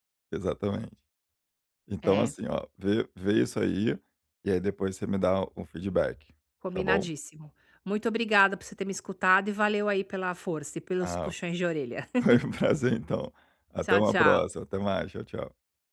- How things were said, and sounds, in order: chuckle
- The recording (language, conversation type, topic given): Portuguese, advice, Como posso substituir o tempo sedentário por movimentos leves?